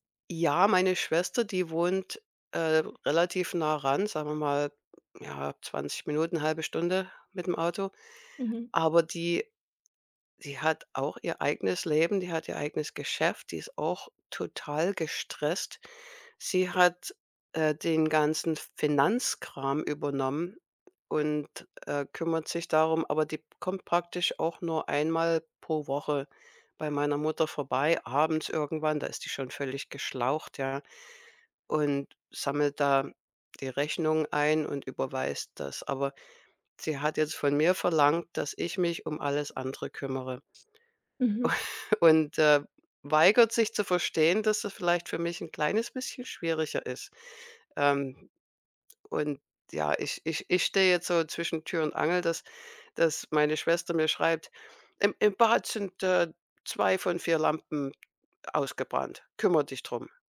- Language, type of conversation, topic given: German, advice, Wie kann ich die Pflege meiner alternden Eltern übernehmen?
- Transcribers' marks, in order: other background noise; chuckle